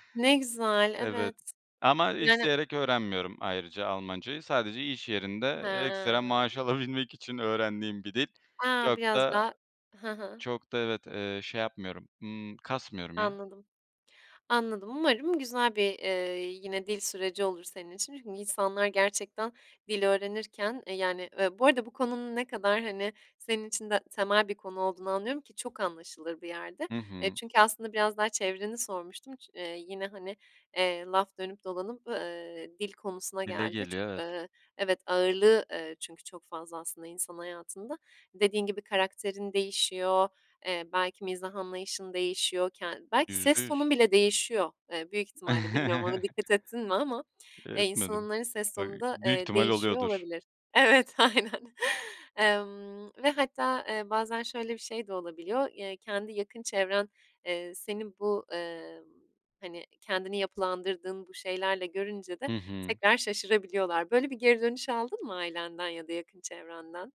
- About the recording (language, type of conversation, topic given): Turkish, podcast, Hayatındaki en büyük zorluğun üstesinden nasıl geldin?
- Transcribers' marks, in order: other background noise; chuckle; laughing while speaking: "aynen"